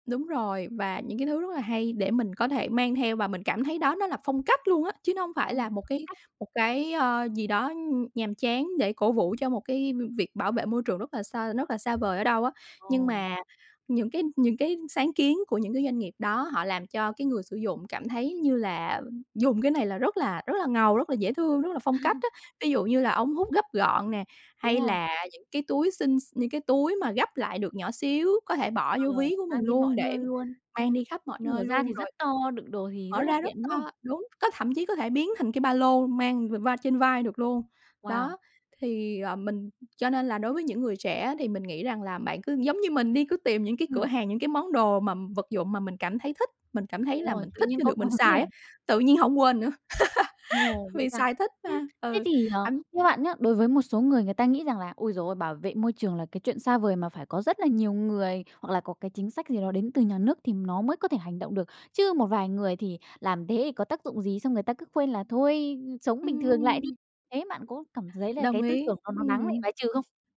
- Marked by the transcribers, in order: tapping; chuckle; laugh; other background noise
- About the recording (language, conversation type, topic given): Vietnamese, podcast, Bạn làm gì để hạn chế đồ nhựa dùng một lần khi đi ăn?